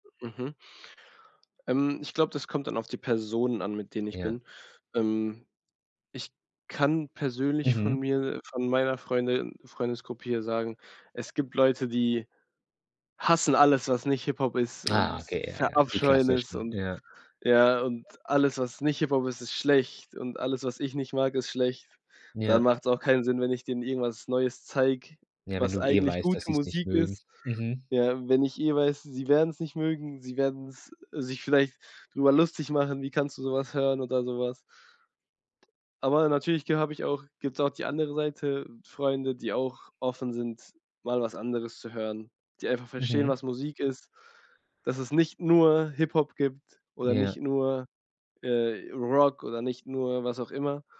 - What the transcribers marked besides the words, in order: stressed: "hassen"; stressed: "verabscheuen"; stressed: "nur"; put-on voice: "Rock"
- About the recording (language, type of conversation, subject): German, podcast, Wie fügst du neue Musik zu einer gemeinsamen Playlist hinzu, ohne andere zu nerven?